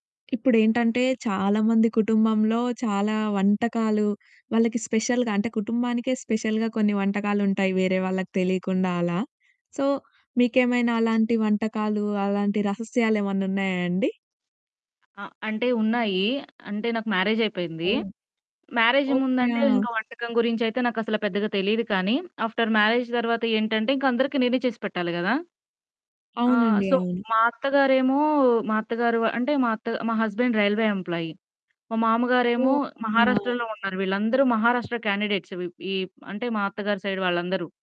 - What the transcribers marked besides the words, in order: in English: "స్పెషల్‌గా"; in English: "స్పెషల్‌గా"; in English: "సో"; static; in English: "మ్యారేజ్"; distorted speech; in English: "ఆఫ్టర్ మ్యారేజ్"; in English: "సో"; in English: "హస్బాండ్ రైల్వే ఎంప్లాయీ"; in English: "క్యాండిడేట్స్"; in English: "సైడ్"
- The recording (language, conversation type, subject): Telugu, podcast, ఆ వంటకానికి మా కుటుంబానికి మాత్రమే తెలిసిన ప్రత్యేక రహస్యమేదైనా ఉందా?